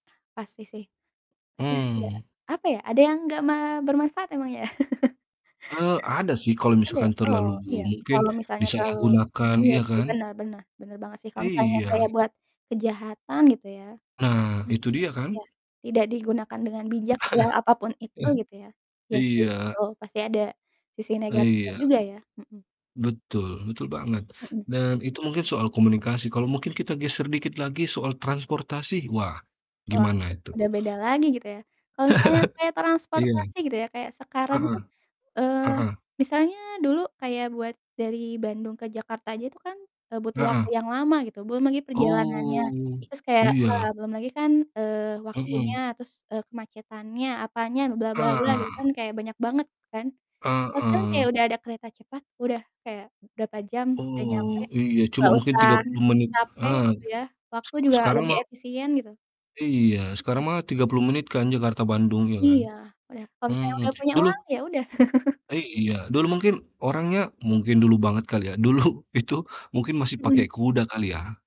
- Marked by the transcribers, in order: chuckle; laugh; distorted speech; laugh; laugh; drawn out: "Oh"; tapping; other noise; laugh; laughing while speaking: "dulu itu"
- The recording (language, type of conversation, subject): Indonesian, unstructured, Bagaimana sains membantu kehidupan sehari-hari kita?